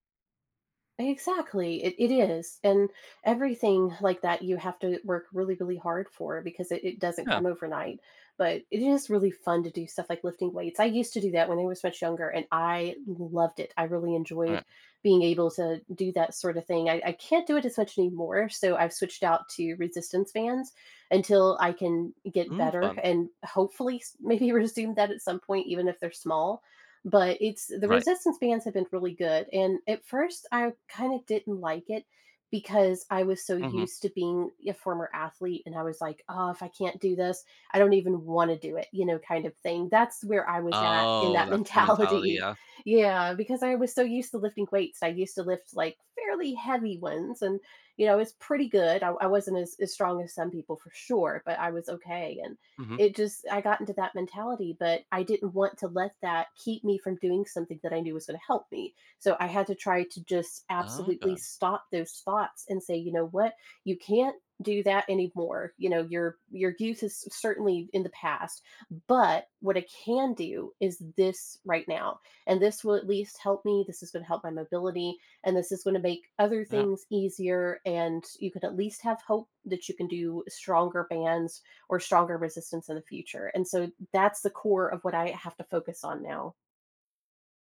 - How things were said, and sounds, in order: laughing while speaking: "maybe"; laughing while speaking: "mentality"; stressed: "but"
- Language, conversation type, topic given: English, unstructured, How can I balance enjoying life now and planning for long-term health?